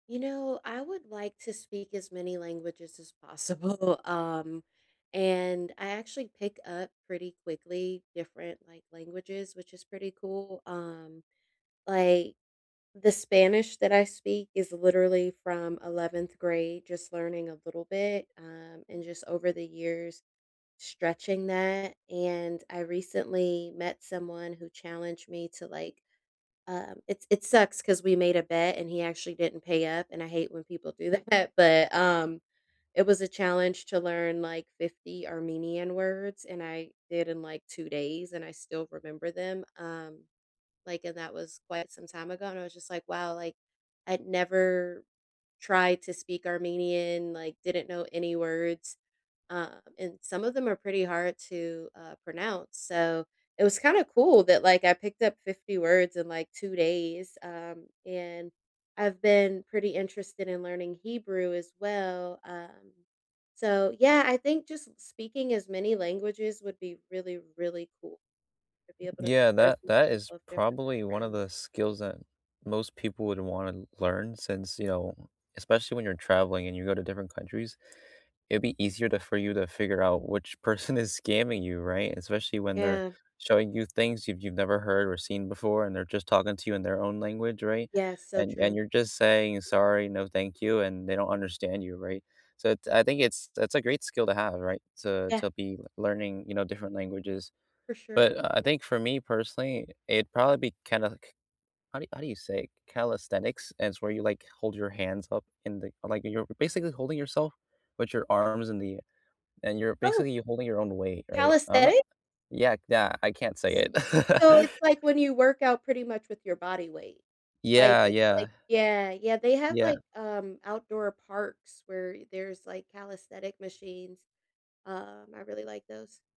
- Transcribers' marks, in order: laughing while speaking: "possible"; laughing while speaking: "that"; laughing while speaking: "person"; chuckle; tapping
- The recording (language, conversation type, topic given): English, unstructured, What skill would you love to learn in the future?
- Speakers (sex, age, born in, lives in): female, 35-39, United States, United States; male, 20-24, United States, United States